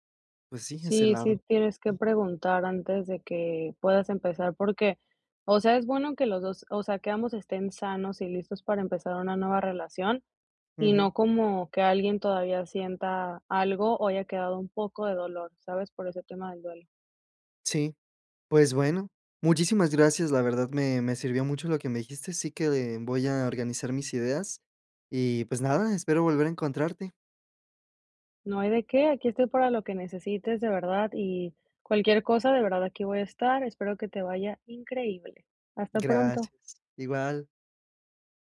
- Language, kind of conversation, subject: Spanish, advice, ¿Cómo puedo ajustar mis expectativas y establecer plazos realistas?
- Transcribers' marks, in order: other background noise